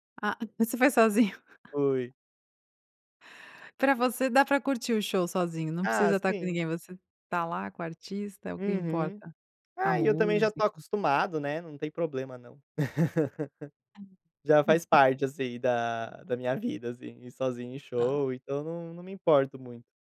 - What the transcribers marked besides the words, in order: chuckle; tapping; other noise; laugh
- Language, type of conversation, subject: Portuguese, podcast, Que tipo de música você achava ruim, mas hoje curte?